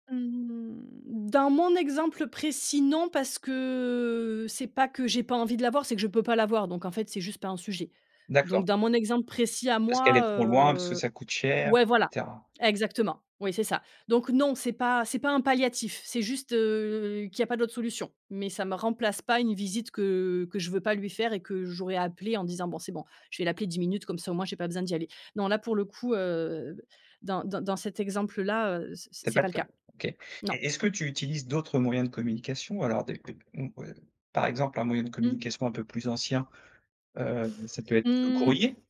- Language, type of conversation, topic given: French, podcast, Qu’est-ce qui aide à garder le lien quand on vit loin ?
- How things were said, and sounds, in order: drawn out: "Mmh"; drawn out: "que"; tapping